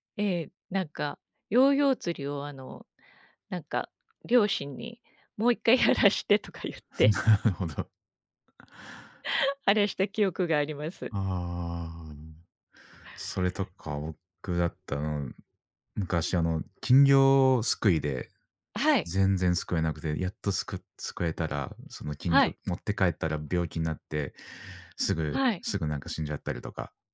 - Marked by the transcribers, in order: laughing while speaking: "もう一回やらしてとか言って"; chuckle; laughing while speaking: "なるほど"; other background noise
- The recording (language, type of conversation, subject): Japanese, unstructured, お祭りに行くと、どんな気持ちになりますか？